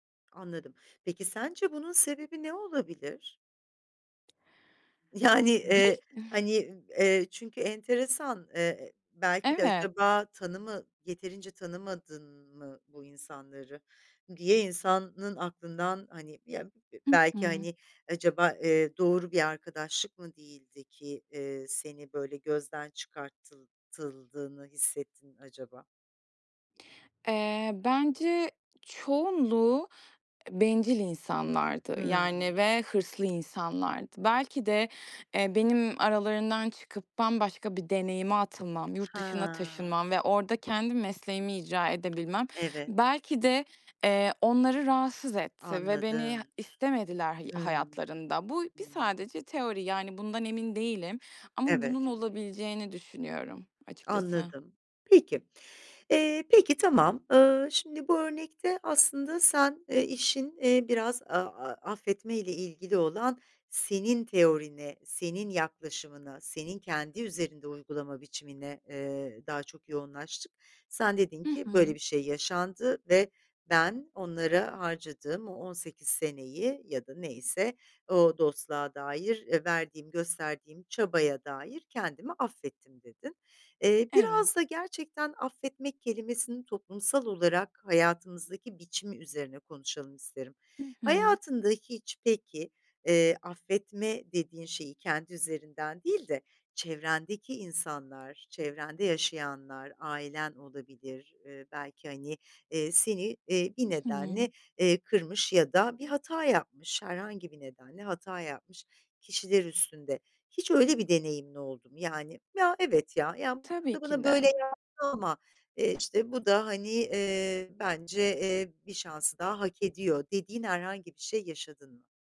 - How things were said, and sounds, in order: tapping; laughing while speaking: "Yani"; other noise; "çıkartıldığını" said as "çıkartıltıldığını"; other background noise
- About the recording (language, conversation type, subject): Turkish, podcast, Affetmek senin için ne anlama geliyor?